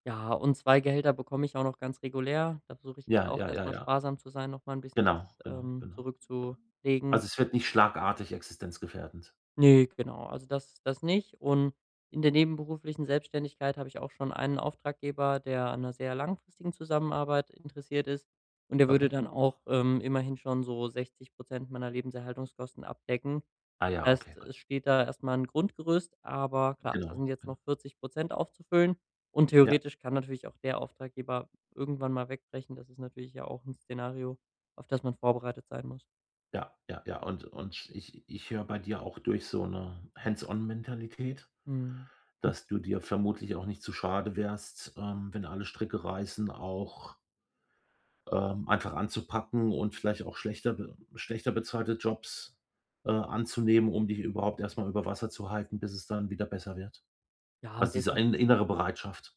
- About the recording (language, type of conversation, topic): German, advice, Wie kann ich finanzielle Sicherheit erreichen, ohne meine berufliche Erfüllung zu verlieren?
- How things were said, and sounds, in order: none